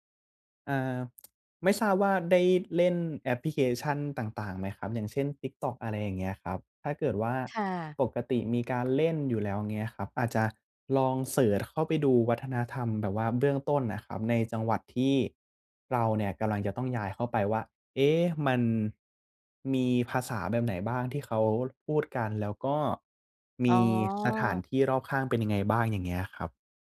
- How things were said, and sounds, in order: tsk
- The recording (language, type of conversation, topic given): Thai, advice, ฉันจะปรับตัวเข้ากับวัฒนธรรมและสถานที่ใหม่ได้อย่างไร?
- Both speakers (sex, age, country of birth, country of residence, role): female, 50-54, Thailand, Thailand, user; male, 20-24, Thailand, Thailand, advisor